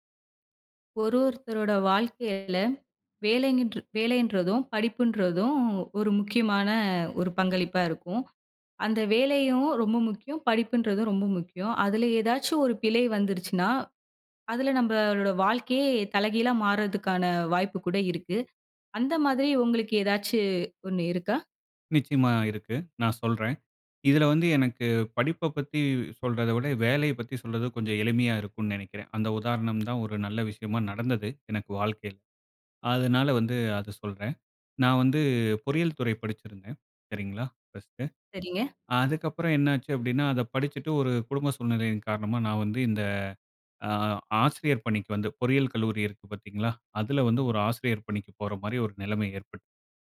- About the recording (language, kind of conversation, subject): Tamil, podcast, ஒரு வேலை அல்லது படிப்பு தொடர்பான ஒரு முடிவு உங்கள் வாழ்க்கையை எவ்வாறு மாற்றியது?
- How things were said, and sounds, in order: other background noise; "ஏற்பட்டது" said as "ஏற்பட்"